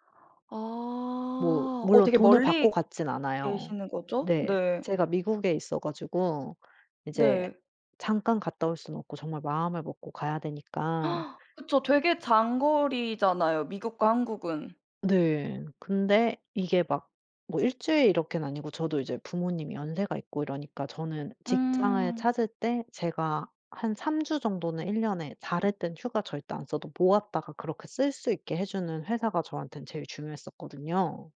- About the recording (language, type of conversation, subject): Korean, podcast, 일과 삶의 균형은 보통 어떻게 챙기시나요?
- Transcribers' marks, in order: other background noise; gasp